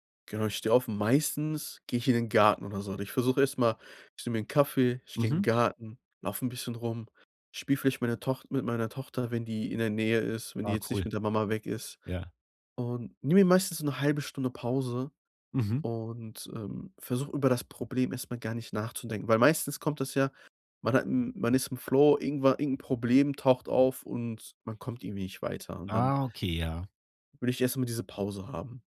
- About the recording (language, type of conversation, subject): German, podcast, Wie findest du wieder in den Flow?
- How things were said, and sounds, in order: none